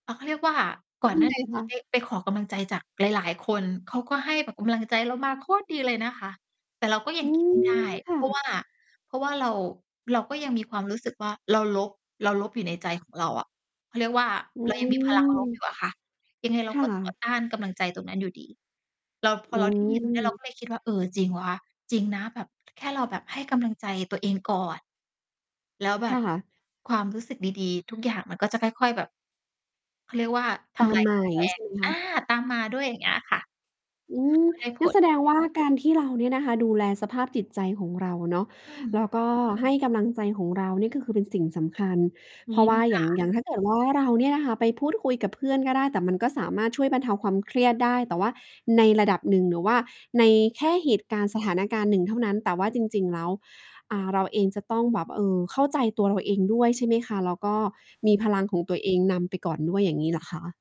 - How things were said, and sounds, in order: distorted speech; other background noise; mechanical hum; tapping; static; other noise
- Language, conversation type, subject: Thai, podcast, การพูดคุยกับเพื่อนช่วยบรรเทาความเครียดได้อย่างไรบ้าง?